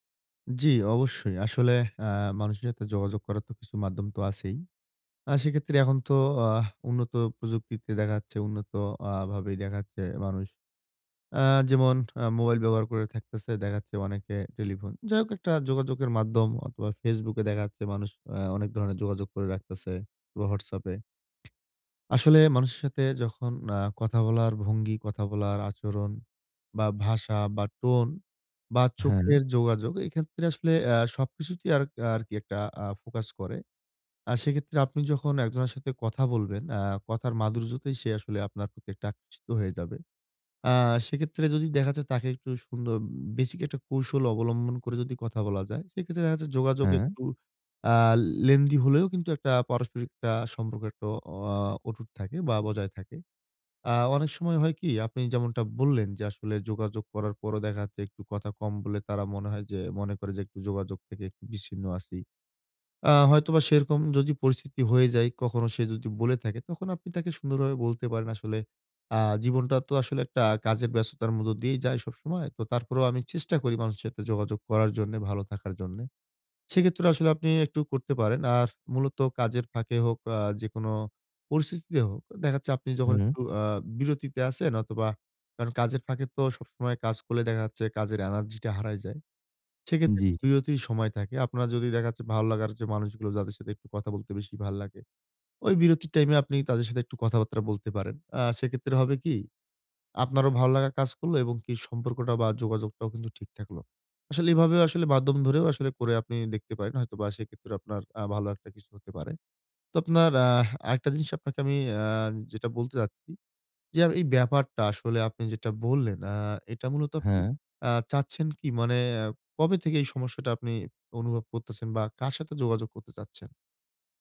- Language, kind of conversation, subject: Bengali, advice, আমি কীভাবে আরও স্পষ্ট ও কার্যকরভাবে যোগাযোগ করতে পারি?
- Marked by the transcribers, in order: in English: "tone"; in English: "basic"; in English: "lengthy"; "বিচ্ছিন্ন" said as "বিছসিন্ন"; tapping